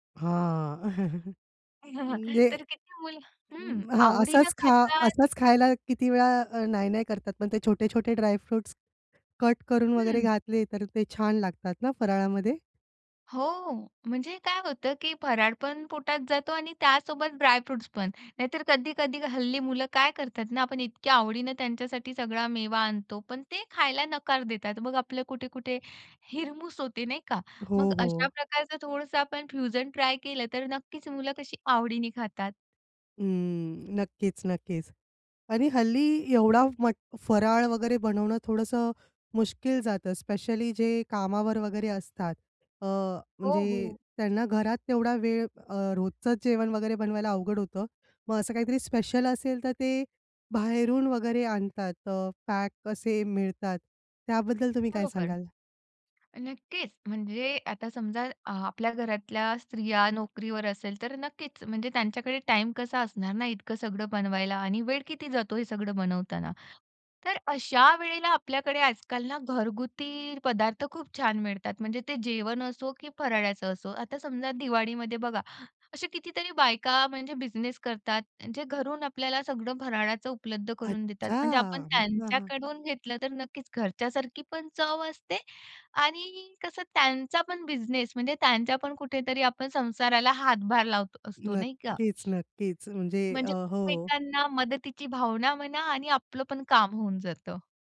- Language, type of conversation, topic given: Marathi, podcast, विशेष सणांमध्ये कोणते अन्न आवर्जून बनवले जाते आणि त्यामागचे कारण काय असते?
- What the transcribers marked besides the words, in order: chuckle; other background noise; in English: "फ्युजन ट्राय"; tapping; other noise